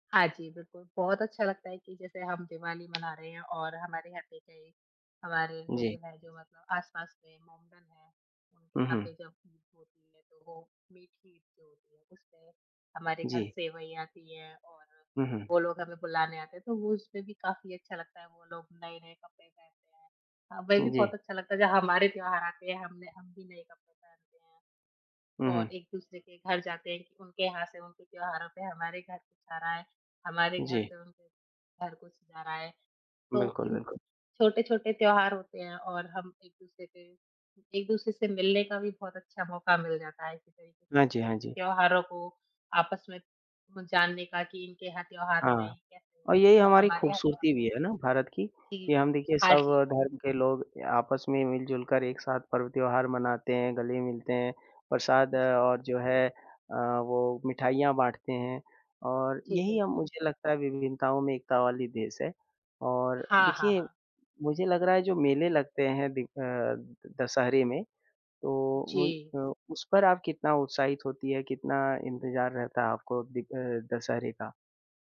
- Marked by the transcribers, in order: tapping; in English: "रिलेटिव"
- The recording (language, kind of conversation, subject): Hindi, unstructured, त्योहार मनाने में आपको सबसे ज़्यादा क्या पसंद है?